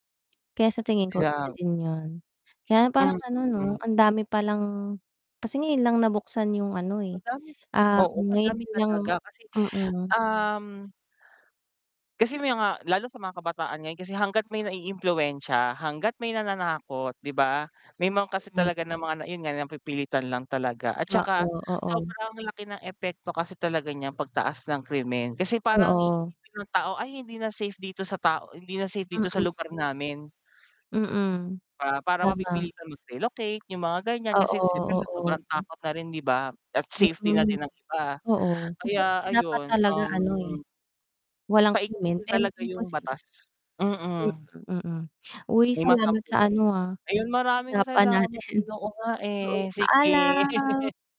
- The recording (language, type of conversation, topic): Filipino, unstructured, Paano mo tinitingnan ang pagtaas ng krimen sa mga lungsod?
- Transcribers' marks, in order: unintelligible speech; static; distorted speech; chuckle